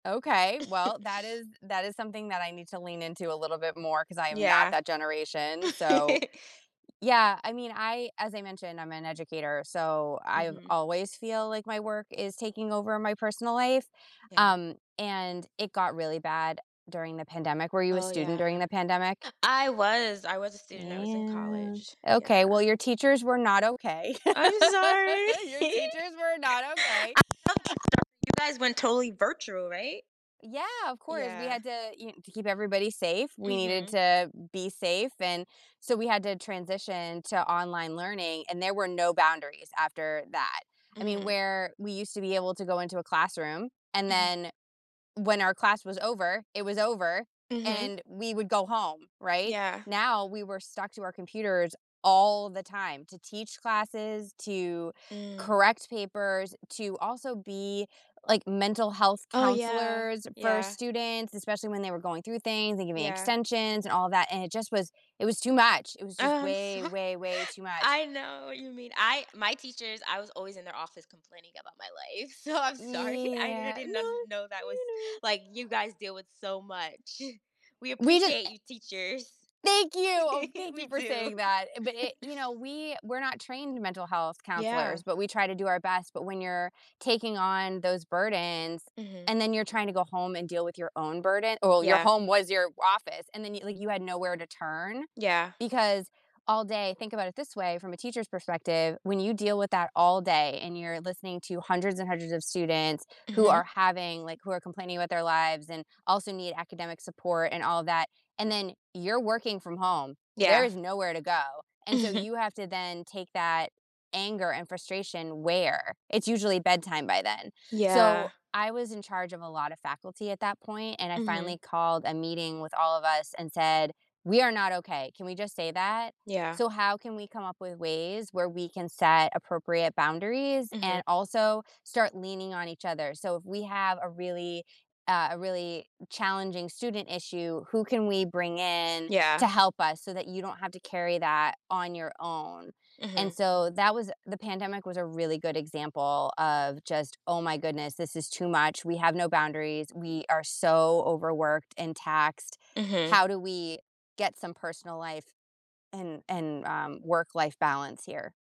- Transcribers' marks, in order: chuckle; giggle; drawn out: "Yeah"; laugh; other background noise; unintelligible speech; tapping; stressed: "all"; stressed: "way"; laughing while speaking: "so"; drawn out: "Yeah"; laughing while speaking: "so"; giggle; laugh; giggle; chuckle; laughing while speaking: "Mhm"
- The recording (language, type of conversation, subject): English, unstructured, What helps you maintain a healthy balance between your job and your personal life?
- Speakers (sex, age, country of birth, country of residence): female, 30-34, United States, United States; female, 40-44, United States, United States